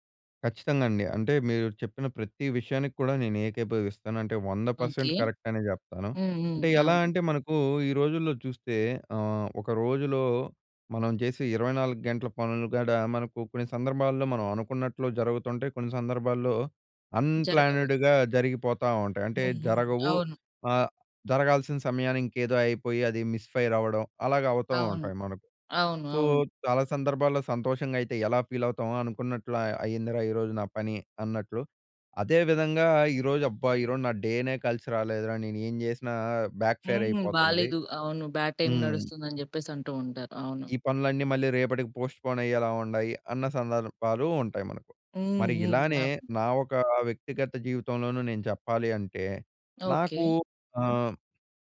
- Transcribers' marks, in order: in English: "కరెక్ట్"; in English: "అన్‌ప్లాన్డ్‌గా"; in English: "మిస్ ఫైర్"; tapping; in English: "సో"; in English: "ఫీల్"; in English: "బ్యాక్ ఫైర్"; in English: "బ్యాడ్"; in English: "పోస్ట్‌పోన్"
- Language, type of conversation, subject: Telugu, podcast, క్యాలెండర్‌ని ప్లాన్ చేయడంలో మీ చిట్కాలు ఏమిటి?